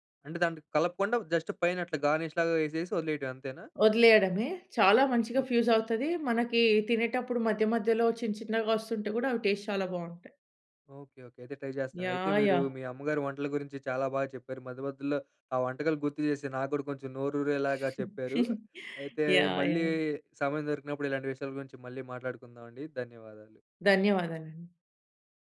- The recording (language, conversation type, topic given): Telugu, podcast, అమ్మ వండే వంటల్లో మీకు ప్రత్యేకంగా గుర్తుండే విషయం ఏమిటి?
- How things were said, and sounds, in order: in English: "జస్ట్"; in English: "గార్నిష్"; in English: "ఫ్యూజ్"; unintelligible speech; in English: "టేస్ట్"; in English: "ట్రై"; chuckle